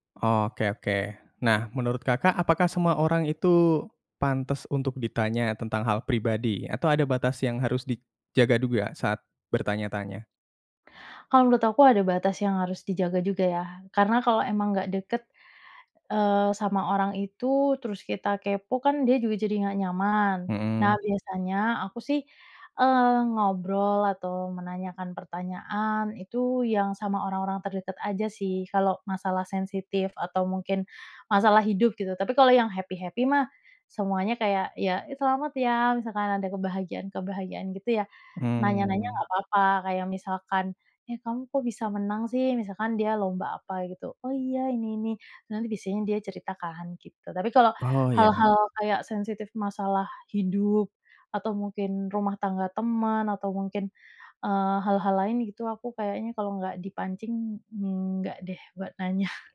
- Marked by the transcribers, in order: in English: "happy-happy"
- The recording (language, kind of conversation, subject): Indonesian, podcast, Bagaimana cara mengajukan pertanyaan agar orang merasa nyaman untuk bercerita?